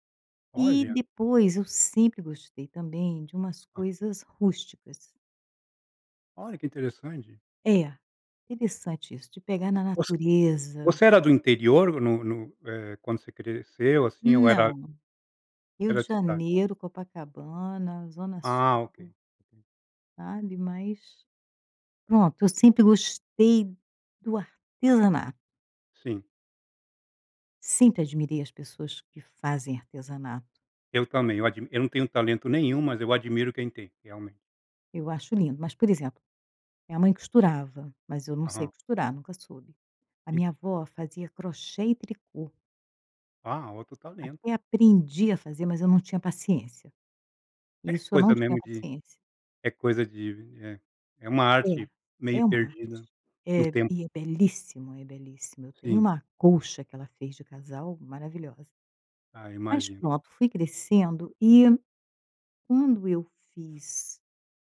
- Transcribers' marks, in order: none
- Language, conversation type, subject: Portuguese, podcast, Você pode me contar uma história que define o seu modo de criar?